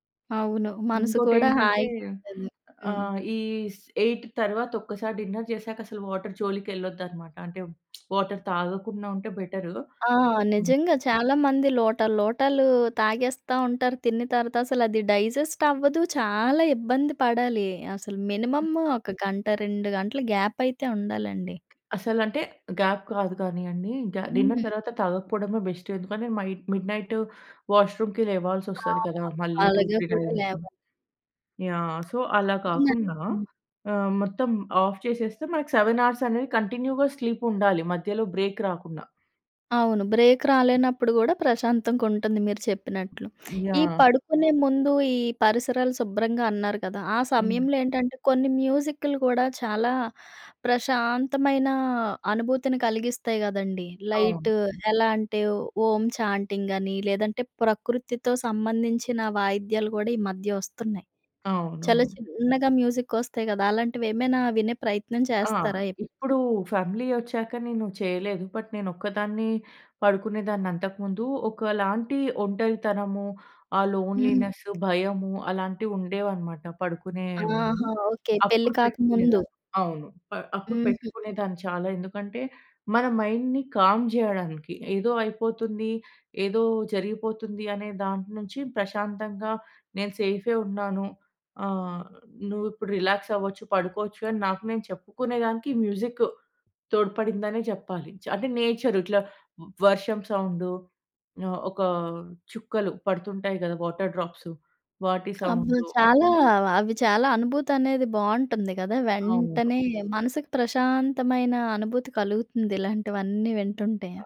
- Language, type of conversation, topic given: Telugu, podcast, సమయానికి లేవడానికి మీరు పాటించే చిట్కాలు ఏమిటి?
- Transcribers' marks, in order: other background noise; in English: "స్ ఎయిట్"; in English: "డిన్నర్"; in English: "వాటర్"; in English: "డైజెస్ట్"; in English: "గ్యాప్"; in English: "గ్యాప్"; in English: "గ్యా డిన్నర్"; in English: "మైడ్ మిడ్ నైట్ వాష్రూమ్‌కి"; in English: "టూ, త్రీ టైమ్స్"; tapping; unintelligible speech; in English: "ఆఫ్"; in English: "సెవెన్ హార్స్"; in English: "కంటిన్యూ‌గా స్లీప్"; in English: "బ్రేక్"; in English: "బ్రేక్"; in English: "లైట్"; in English: "ఛాంటింగ్"; in English: "మ్యూజిక్"; in English: "ఫ్యామిలీ"; in English: "బట్"; in English: "లోన్లీనెస్"; in English: "మైండ్‌ని కామ్"; in English: "రిలాక్స్"; in English: "మ్యూజిక్"; in English: "నేచర్"; in English: "వాటర్"